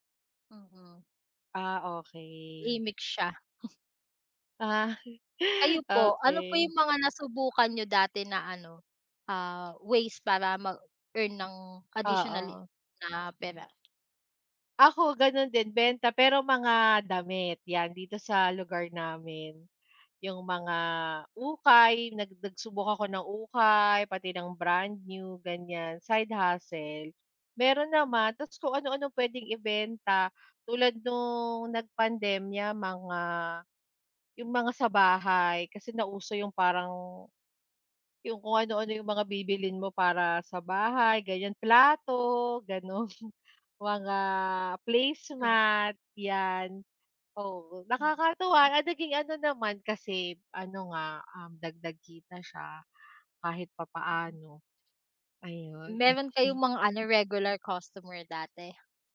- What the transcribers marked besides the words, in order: chuckle; other background noise; other noise; tapping; stressed: "ukay"; drawn out: "plato"; laughing while speaking: "gano'n"; chuckle
- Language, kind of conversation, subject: Filipino, unstructured, Ano ang mga paborito mong paraan para kumita ng dagdag na pera?